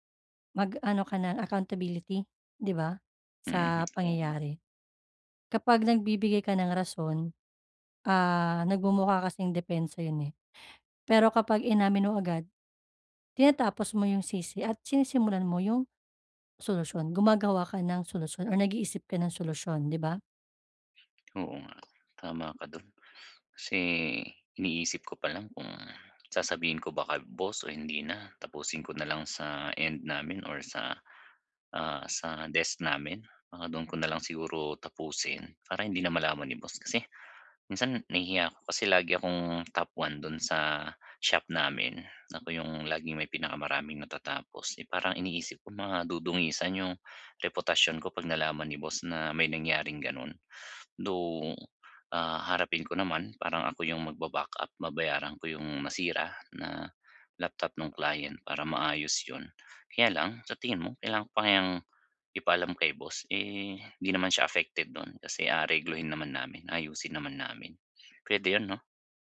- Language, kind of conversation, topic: Filipino, advice, Paano ko tatanggapin ang responsibilidad at matututo mula sa aking mga pagkakamali?
- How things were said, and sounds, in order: tapping